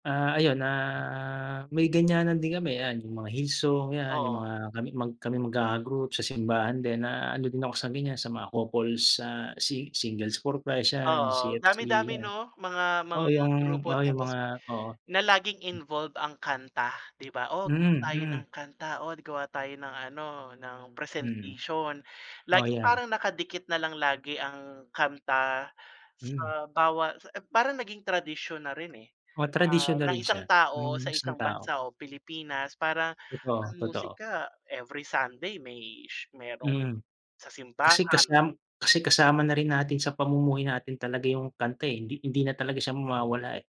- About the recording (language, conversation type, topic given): Filipino, unstructured, Ano ang paborito mong kanta, at bakit mo ito gusto?
- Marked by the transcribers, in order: other background noise; drawn out: "ah"; tapping